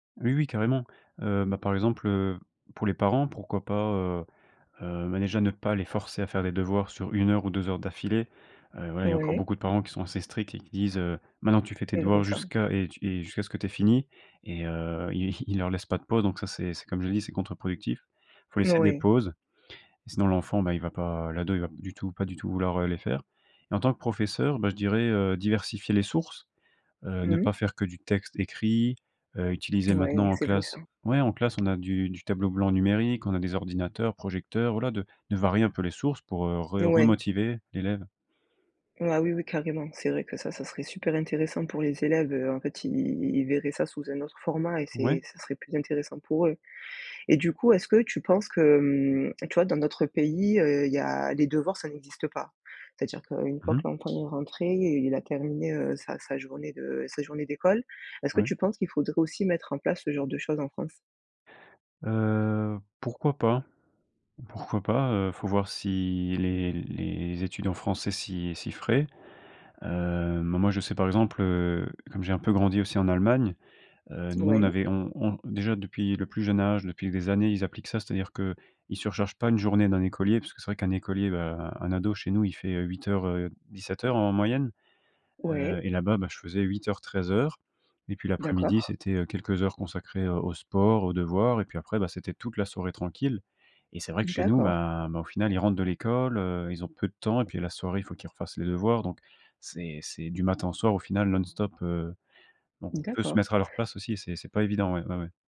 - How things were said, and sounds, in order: tapping; drawn out: "si"
- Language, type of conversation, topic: French, podcast, Quel conseil donnerais-tu à un ado qui veut mieux apprendre ?